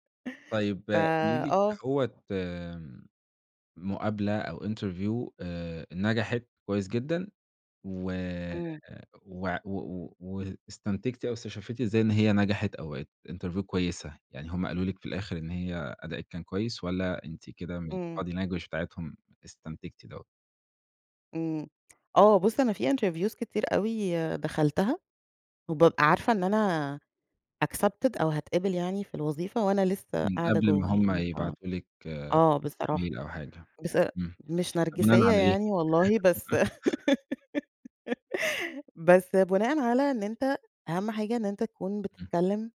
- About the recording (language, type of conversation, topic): Arabic, podcast, إزاي بتحضّر لمقابلات الشغل؟
- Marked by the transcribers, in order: in English: "interview"; in English: "interview"; in English: "الbody language"; in English: "interviews"; in English: "accepted"; in English: "ميل"; chuckle; giggle